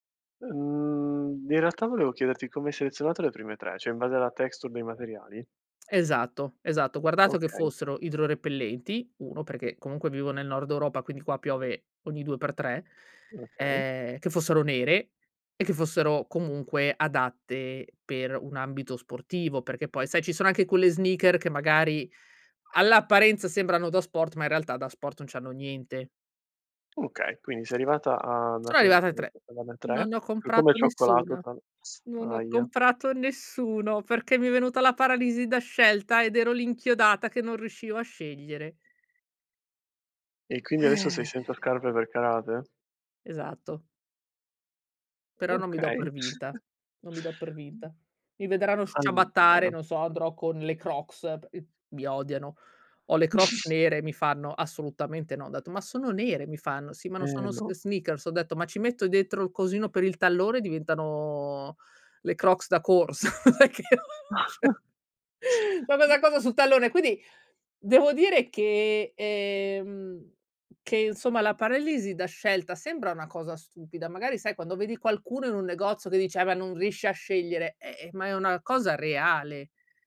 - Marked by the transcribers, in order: "cioè" said as "ceh"; in English: "texture"; unintelligible speech; sigh; tapping; chuckle; other background noise; unintelligible speech; chuckle; "dentro" said as "dettro"; chuckle; laughing while speaking: "Perché non c'è"; chuckle; unintelligible speech
- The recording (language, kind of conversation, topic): Italian, podcast, Come riconosci che sei vittima della paralisi da scelta?